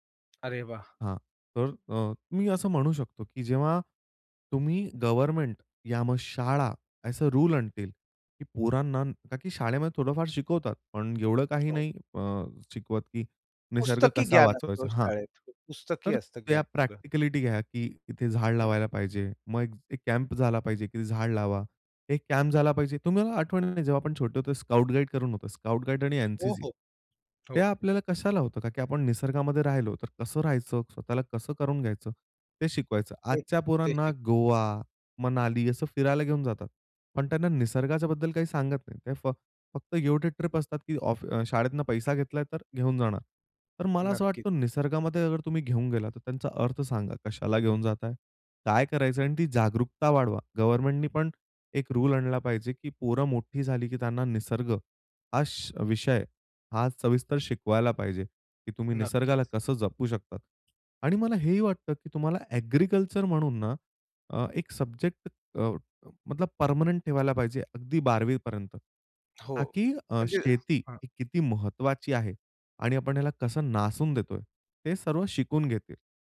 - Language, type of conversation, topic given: Marathi, podcast, निसर्गाने वेळ आणि धैर्य यांचे महत्त्व कसे दाखवले, उदाहरण द्याल का?
- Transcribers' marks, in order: tapping; in English: "प्रॅक्टिकलिटी"; in English: "कॅम्प"; in English: "कॅम्प"; tongue click; in English: "गिव्ह टू ट्रिप"; in English: "ऍग्रीकल्चर"; in English: "सब्जेक्ट"; in English: "परमनेंट"